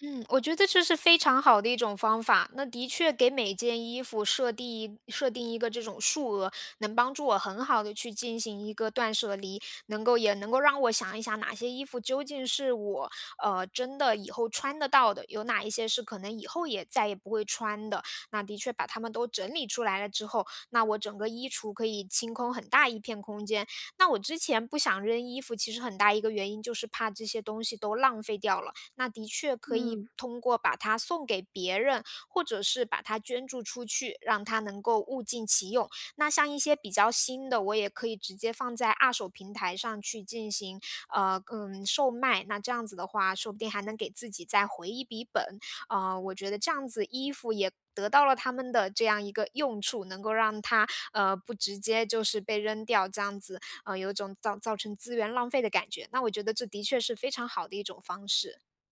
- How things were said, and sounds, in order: none
- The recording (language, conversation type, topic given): Chinese, advice, 怎样才能长期维持简约生活的习惯？